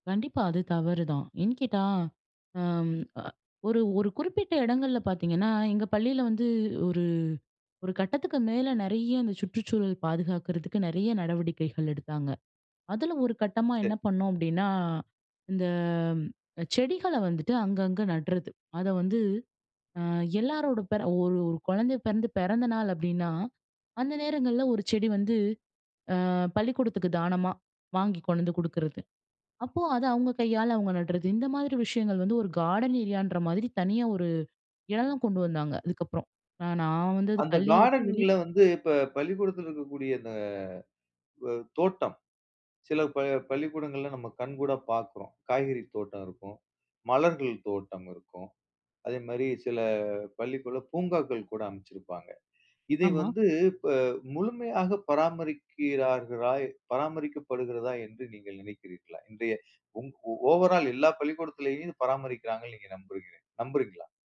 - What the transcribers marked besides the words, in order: other noise; drawn out: "இந்த"; in English: "கார்டன்"; in English: "கார்டன்ல"; in English: "ஓவர் ஆல்"
- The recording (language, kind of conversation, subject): Tamil, podcast, சுற்றுச்சூழல் கல்வி பள்ளிகளில் எவ்வளவு அவசியம் என்று நினைக்கிறீர்கள்?